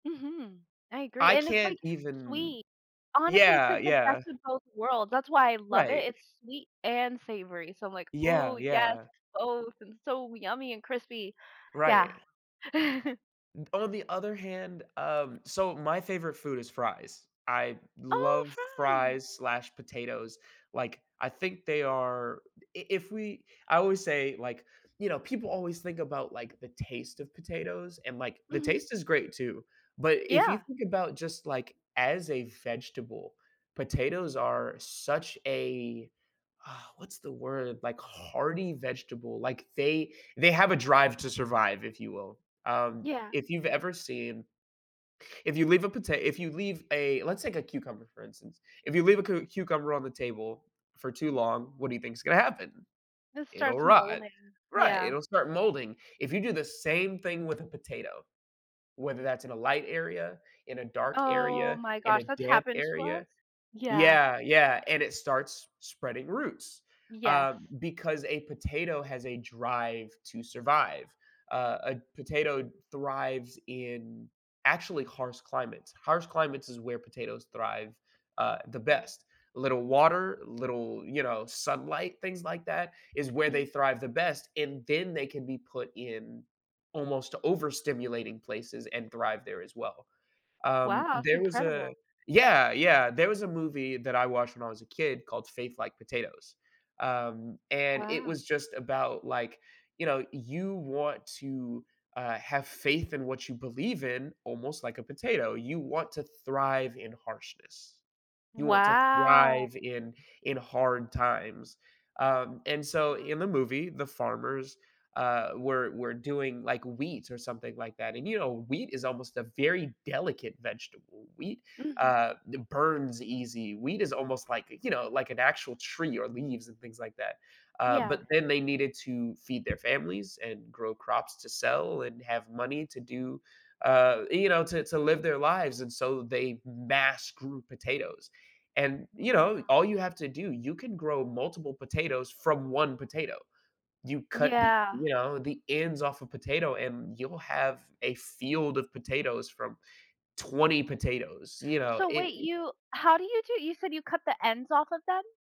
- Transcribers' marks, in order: other background noise; laugh; sigh; drawn out: "Oh"; drawn out: "Wow"; unintelligible speech
- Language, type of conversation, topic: English, unstructured, How would your relationship with food change if every meal tasted the same?
- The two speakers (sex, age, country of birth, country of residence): female, 35-39, United States, United States; male, 20-24, United States, United States